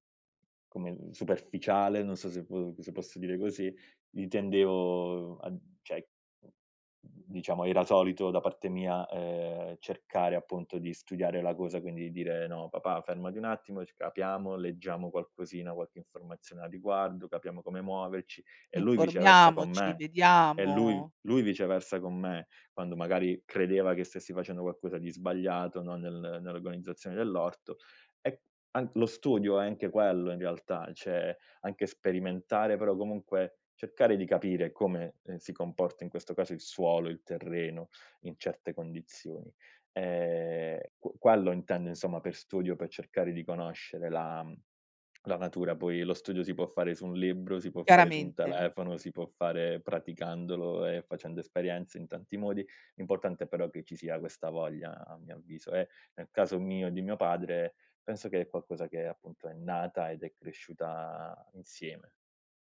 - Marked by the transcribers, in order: "cioè" said as "ceh"; "cioè" said as "ceh"; tongue click
- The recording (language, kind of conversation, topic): Italian, podcast, Qual è un'esperienza nella natura che ti ha fatto cambiare prospettiva?